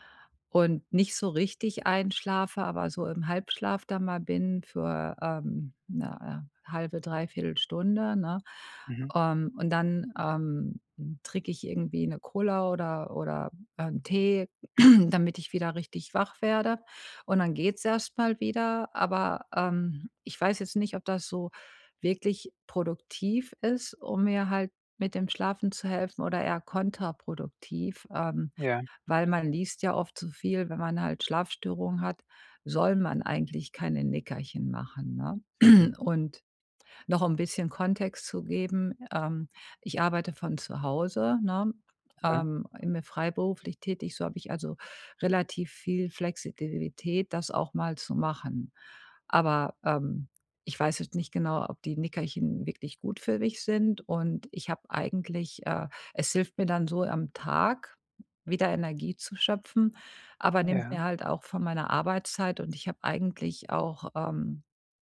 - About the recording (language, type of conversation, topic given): German, advice, Wie kann ich Nickerchen nutzen, um wacher zu bleiben?
- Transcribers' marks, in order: throat clearing; throat clearing